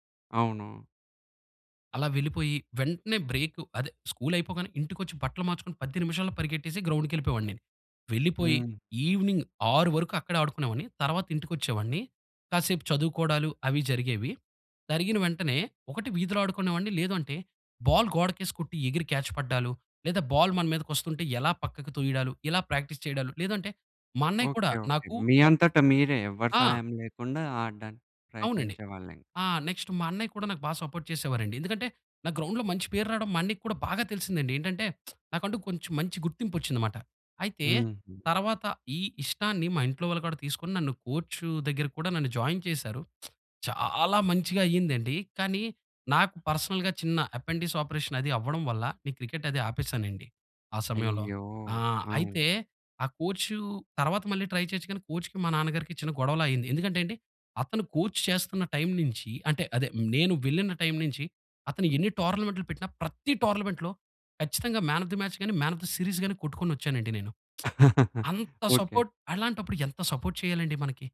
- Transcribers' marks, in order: in English: "గ్రౌండ్‌కెళ్ళిపోయేవాడిని"; in English: "ఈవినింగ్"; in English: "బాల్"; in English: "క్యాచ్"; in English: "బాల్"; in English: "ప్రాక్టీస్"; in English: "సపోర్ట్"; in English: "గ్రౌండ్‌లో"; lip smack; in English: "జాయిన్"; lip smack; in English: "పర్సనల్‌గా"; in English: "ఎపెండిస్ ఆపరేషన్"; in English: "ట్రై"; in English: "కోచ్‌కి"; in English: "కోచ్"; in English: "టోర్నమెంట్‌లో"; in English: "మ్యాన్ ఆఫ్ ద మాచ్"; in English: "మ్యాన్ ఆఫ్ ద సీరీస్"; chuckle; lip smack; in English: "సపోర్ట్"; in English: "సపోర్ట్"
- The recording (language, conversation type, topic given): Telugu, podcast, నువ్వు చిన్నప్పుడే ఆసక్తిగా నేర్చుకుని ఆడడం మొదలుపెట్టిన క్రీడ ఏదైనా ఉందా?